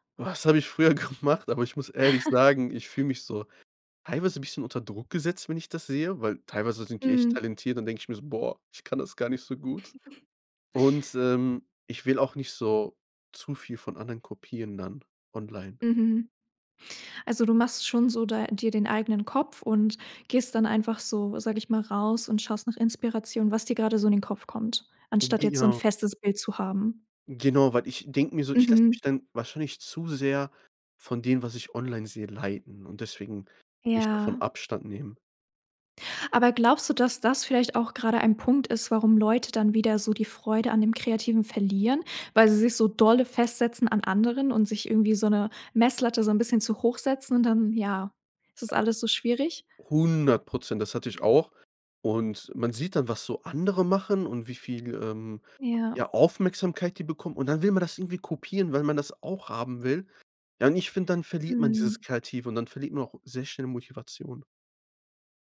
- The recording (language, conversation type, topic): German, podcast, Wie bewahrst du dir langfristig die Freude am kreativen Schaffen?
- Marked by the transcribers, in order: laughing while speaking: "gemacht?"; laugh; chuckle; other background noise